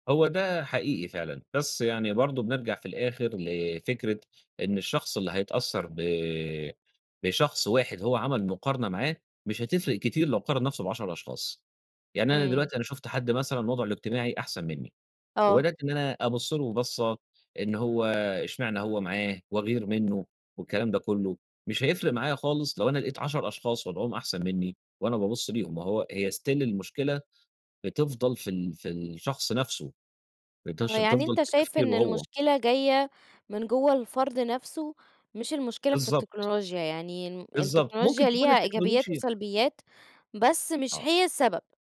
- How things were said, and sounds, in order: tapping; in English: "still"
- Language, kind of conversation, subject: Arabic, podcast, إزاي السوشيال ميديا بتأثر على علاقاتنا في الحقيقة؟